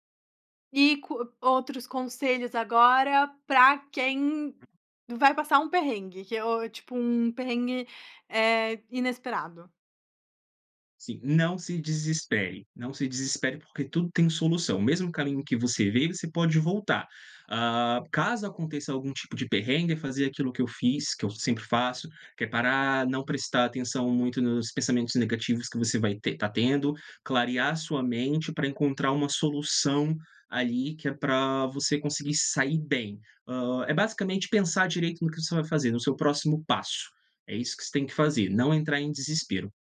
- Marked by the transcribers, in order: tapping; other background noise
- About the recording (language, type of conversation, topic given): Portuguese, podcast, Já passou por alguma surpresa inesperada durante uma trilha?